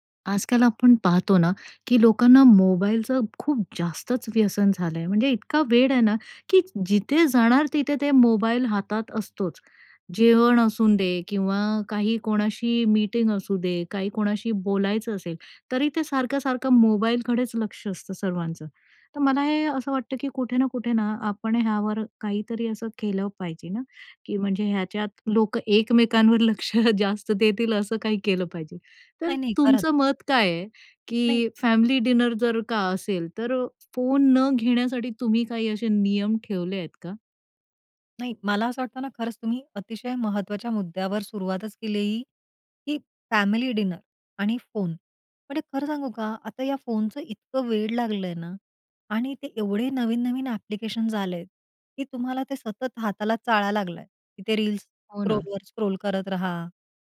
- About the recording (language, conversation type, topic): Marathi, podcast, कुटुंबीय जेवणात मोबाईल न वापरण्याचे नियम तुम्ही कसे ठरवता?
- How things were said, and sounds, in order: other background noise; laughing while speaking: "लक्ष जास्त देतील"; in English: "डिनर"; in English: "डिनर"; in English: "स्क्रोलवर स्क्रोल"